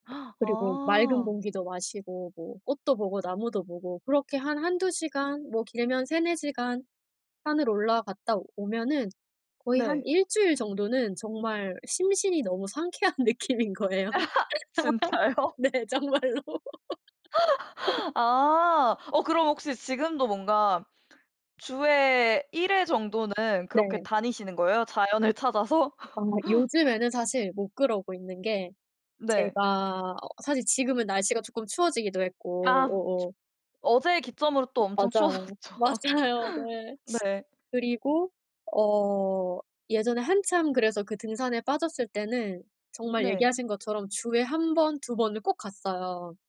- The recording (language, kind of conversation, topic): Korean, podcast, 요즘 도시 생활 속에서 자연을 어떻게 느끼고 계신가요?
- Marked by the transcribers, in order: gasp; laugh; laughing while speaking: "진짜요?"; laughing while speaking: "상쾌한 느낌인 거예요. 네 정말로"; laugh; laugh; other background noise; laughing while speaking: "추워졌죠"; laugh